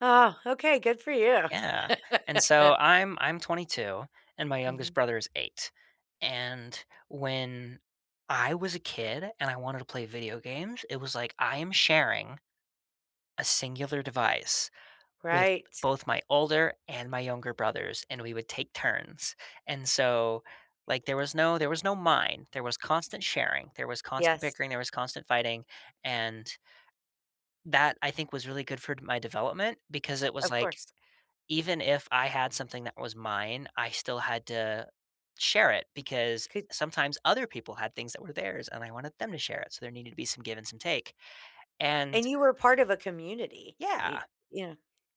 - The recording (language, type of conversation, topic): English, unstructured, How can you convince someone that failure is part of learning?
- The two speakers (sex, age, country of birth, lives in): female, 50-54, United States, United States; male, 20-24, United States, United States
- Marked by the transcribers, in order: laugh